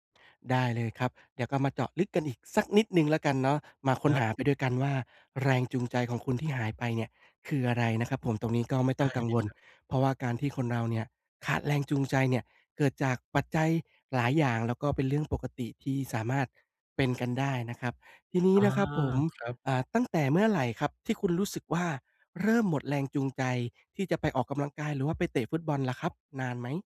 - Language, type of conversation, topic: Thai, advice, ควรทำอย่างไรเมื่อหมดแรงจูงใจในการทำสิ่งที่ชอบ?
- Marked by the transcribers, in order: other background noise; tapping